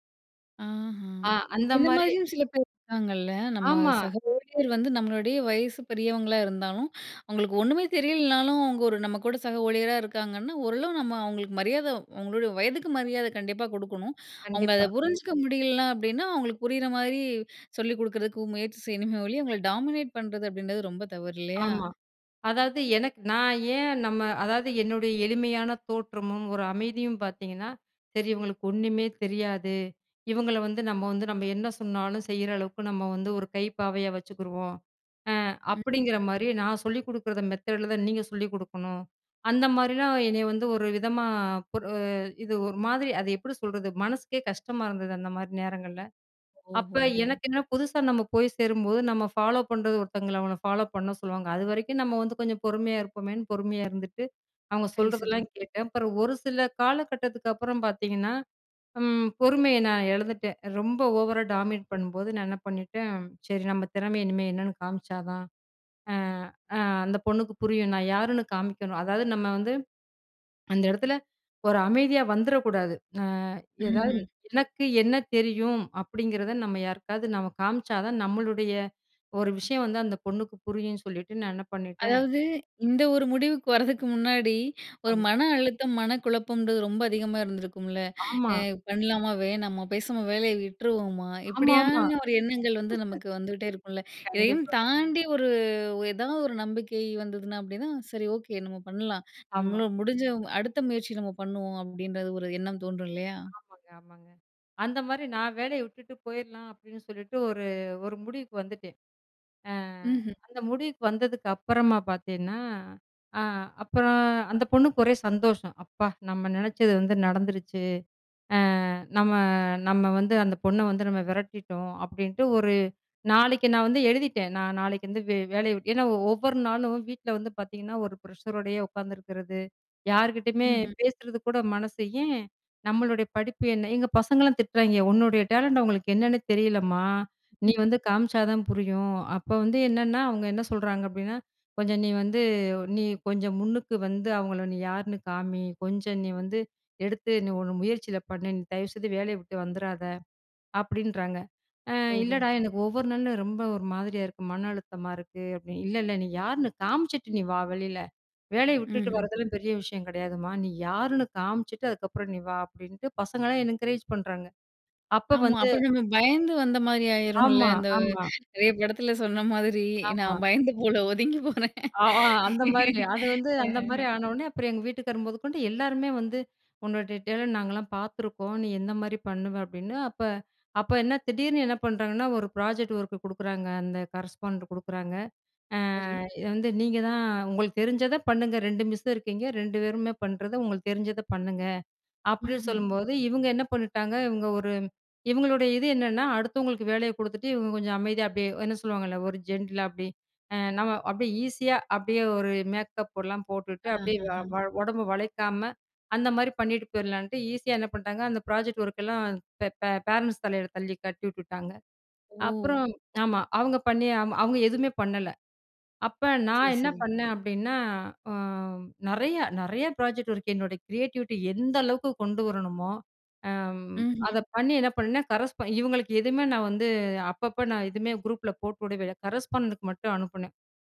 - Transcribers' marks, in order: "முடியலன்னா" said as "முடியல்னா"; in English: "டாமினேட்"; "கொடுக்கிற" said as "குடுக்குறத"; in English: "டாமினேட்"; laugh; "உன்" said as "உன்ன"; laughing while speaking: "ஒதுங்கி போறேன்"; laugh; in English: "ப்ராஜெக்ட் ஒர்க்"; in English: "ப்ராஜெக்ட் ஒர்க்லாம்"; in English: "ப்ராஜெக்ட் ஒர்க்"; in English: "கிரியேட்டிவிட்டி"
- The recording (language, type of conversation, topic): Tamil, podcast, உன் படைப்புகள் உன்னை எப்படி காட்டுகின்றன?